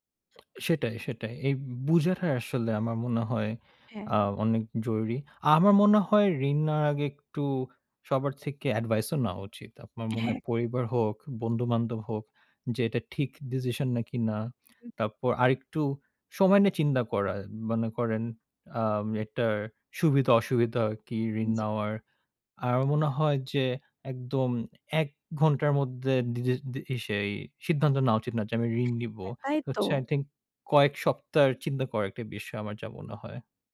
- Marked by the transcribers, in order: in English: "আই থিংক"
- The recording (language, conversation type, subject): Bengali, unstructured, ঋণ নেওয়া কখন ঠিক এবং কখন ভুল?